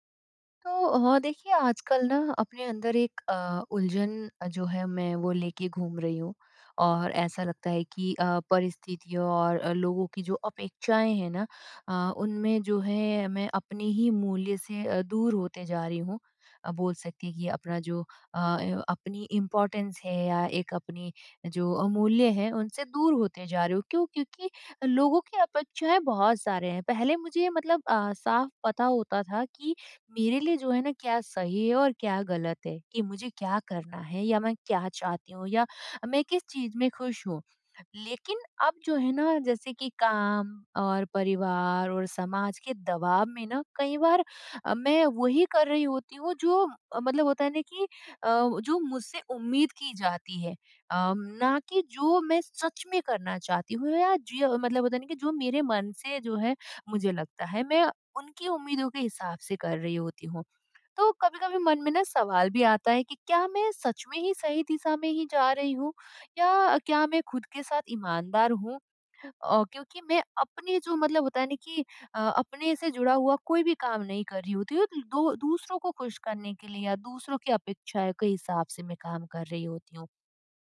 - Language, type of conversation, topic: Hindi, advice, मैं अपने मूल्यों और मानकों से कैसे जुड़ा रह सकता/सकती हूँ?
- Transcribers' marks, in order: in English: "इम्पोर्टेंस"